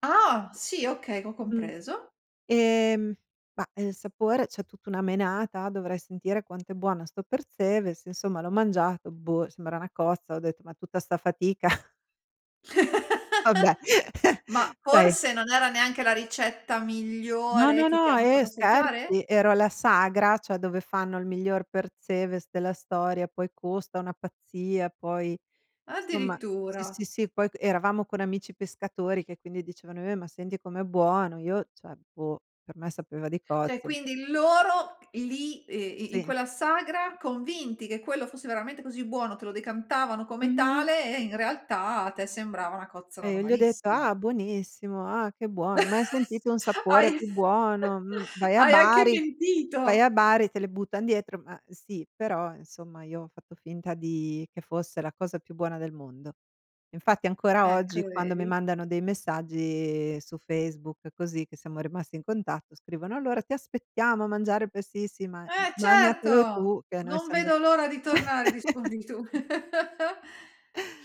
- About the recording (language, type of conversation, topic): Italian, podcast, Qual è il cibo straniero che ti ha sorpreso di più?
- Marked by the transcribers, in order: in Spanish: "Percebes"; chuckle; giggle; laugh; in Spanish: "Percebes"; laughing while speaking: "Hai"; in Spanish: "Percebes"; chuckle; giggle